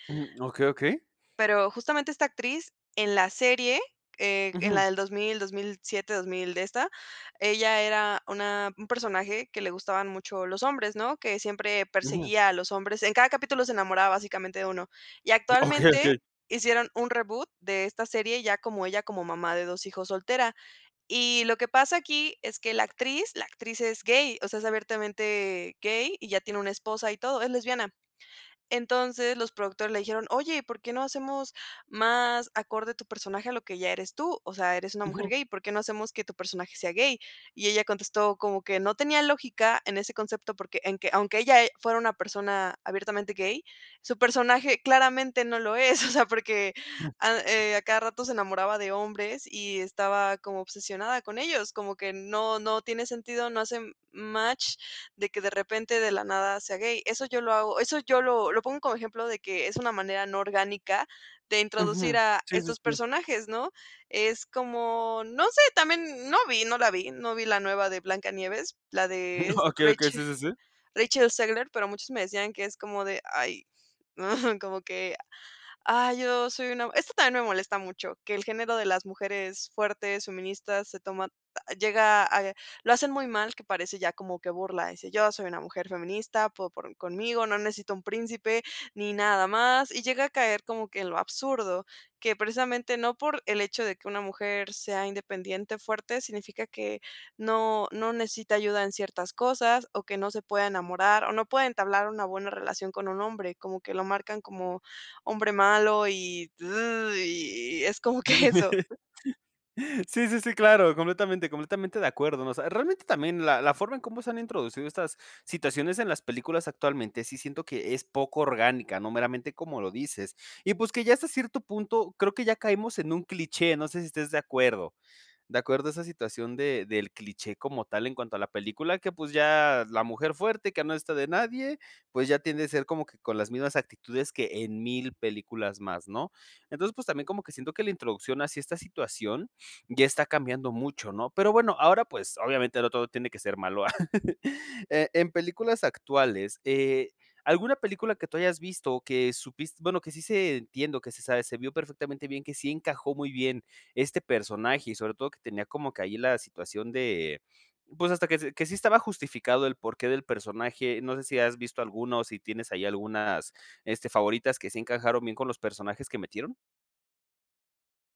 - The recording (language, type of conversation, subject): Spanish, podcast, ¿Qué opinas de la representación de género en las películas?
- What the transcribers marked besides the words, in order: laughing while speaking: "Okey, okey"; chuckle; tapping; chuckle; chuckle; other noise; laughing while speaking: "que"; chuckle; chuckle